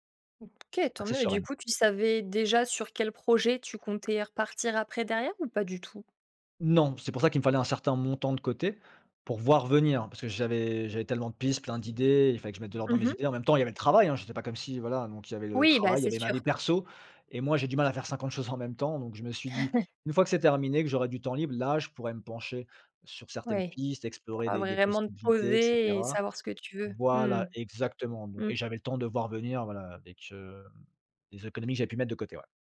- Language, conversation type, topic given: French, podcast, Comment décides-tu de quitter ton emploi ?
- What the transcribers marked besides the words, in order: other noise; tapping; other background noise; stressed: "montant"; laughing while speaking: "Ouais"